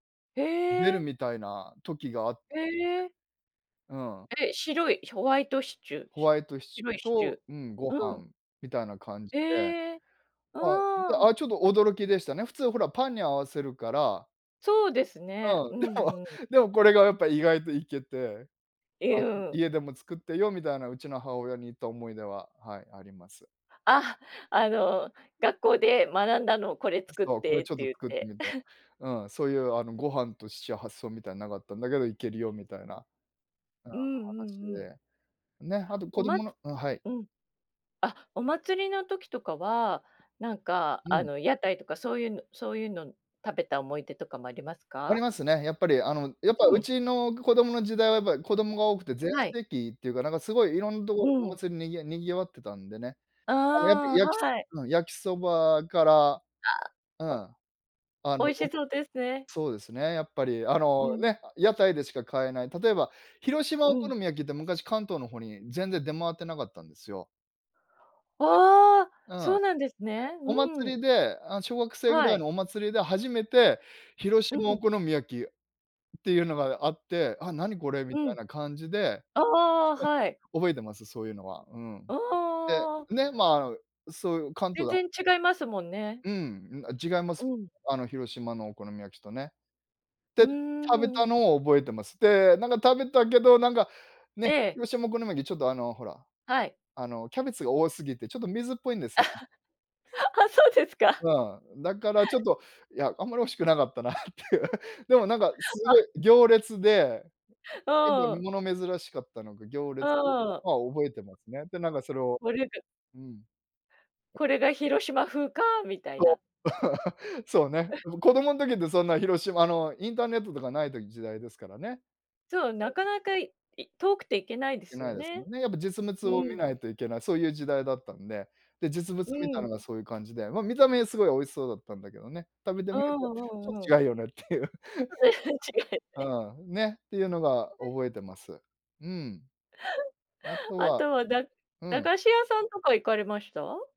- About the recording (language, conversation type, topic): Japanese, podcast, 子どもの頃、いちばん印象に残っている食べ物の思い出は何ですか？
- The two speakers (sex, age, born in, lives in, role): female, 50-54, Japan, Japan, host; male, 50-54, Japan, Japan, guest
- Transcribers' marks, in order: laughing while speaking: "でも"; chuckle; other noise; chuckle; laugh; laugh; laughing while speaking: "なっていう"; unintelligible speech; other background noise; laugh; chuckle; unintelligible speech; "実物" said as "じつむつ"; laugh; laughing while speaking: "違い"; laughing while speaking: "違うよねっていう"; laugh; chuckle